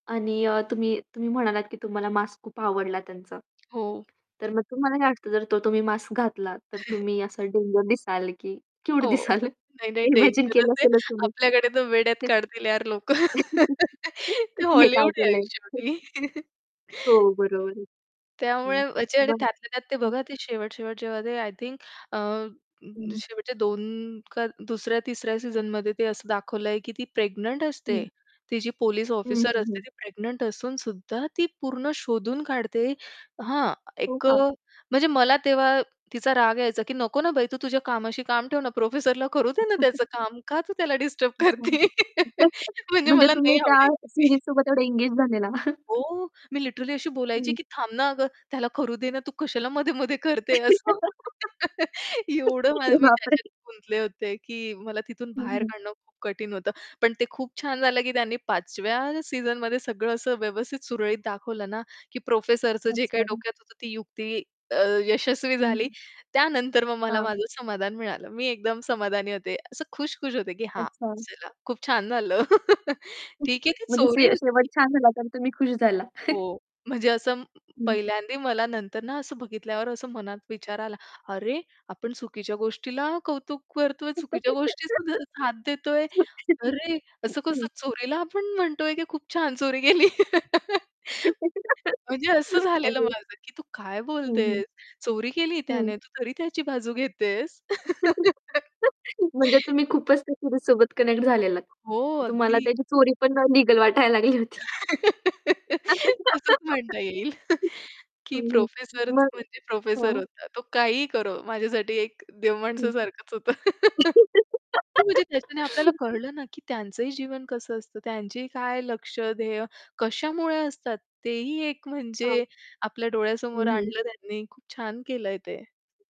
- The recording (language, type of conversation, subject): Marathi, podcast, तुला माध्यमांच्या जगात हरवायला का आवडते?
- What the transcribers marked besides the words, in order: tapping; chuckle; laughing while speaking: "दिसाल"; in English: "इमॅजिन"; laugh; laughing while speaking: "हे काय केलंय?"; laugh; laughing while speaking: "ते हॉलिवूड आहे अन शेवटी"; chuckle; static; chuckle; distorted speech; other background noise; chuckle; chuckle; laughing while speaking: "करतेय? म्हणजे मला नाही आवडायची ती"; laugh; in English: "सीरीजसोबत"; in English: "लिटरली"; chuckle; laugh; laughing while speaking: "अरे बापरे!"; laugh; laugh; chuckle; mechanical hum; chuckle; laugh; unintelligible speech; laugh; laugh; in English: "सिरीजसोबत कनेक्ट"; other noise; laughing while speaking: "वाटायला लागली होती"; laughing while speaking: "तसंच म्हणता येईल"; laugh; laugh